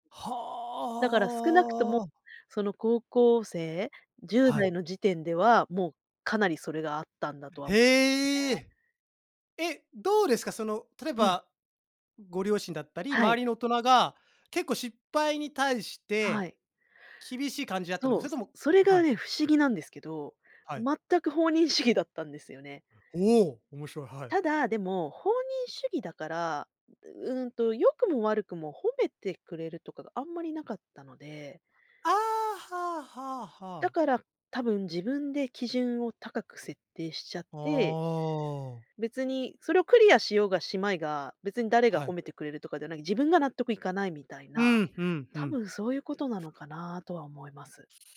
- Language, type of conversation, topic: Japanese, podcast, 完璧を目指すべきか、まずは出してみるべきか、どちらを選びますか？
- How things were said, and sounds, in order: none